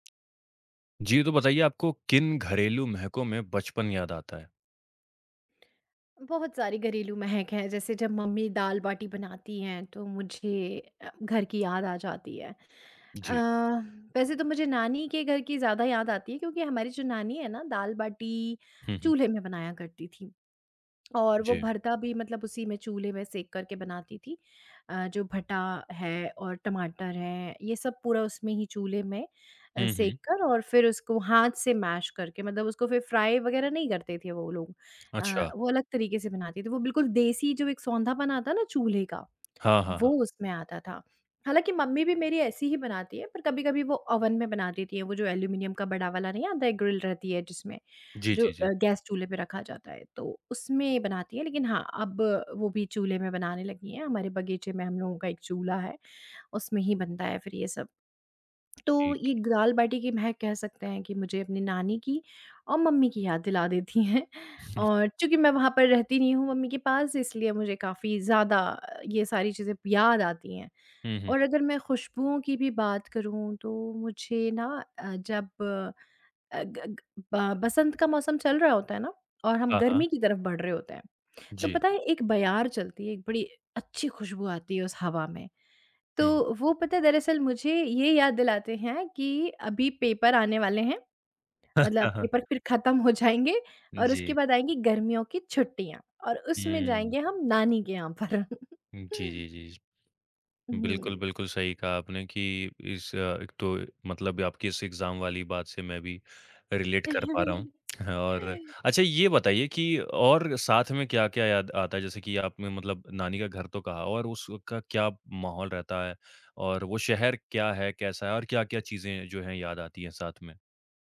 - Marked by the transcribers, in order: tapping; in English: "मैश"; in English: "फ्राई"; in English: "ग्रिल"; chuckle; laughing while speaking: "देती हैं"; chuckle; laughing while speaking: "जाएँगे"; laughing while speaking: "पर"; chuckle; in English: "एग्ज़ाम"; in English: "रिलेट"; laugh; laughing while speaking: "और"
- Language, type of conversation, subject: Hindi, podcast, आपको किन घरेलू खुशबुओं से बचपन की यादें ताज़ा हो जाती हैं?